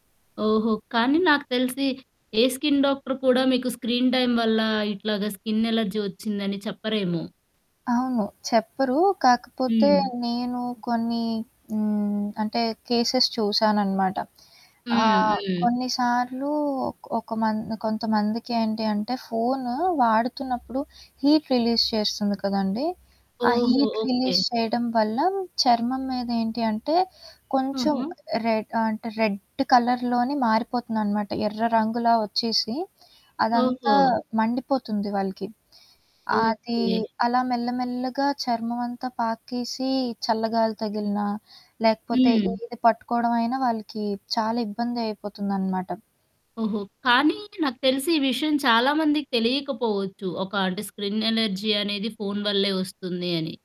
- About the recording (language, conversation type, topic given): Telugu, podcast, మీరు రోజువారీ తెర వినియోగ సమయాన్ని ఎంతవరకు పరిమితం చేస్తారు, ఎందుకు?
- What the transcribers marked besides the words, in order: in English: "స్కిన్ డాక్టర్"; in English: "స్క్రీన్ టైమ్"; in English: "స్కిన్ ఎలర్జీ"; static; in English: "కేసెస్"; in English: "హీట్ రిలీజ్"; in English: "హీట్ రిలీజ్"; in English: "రెడ్"; in English: "రెడ్ కలర్‌లోనే"; horn; in English: "ఎలర్జీ"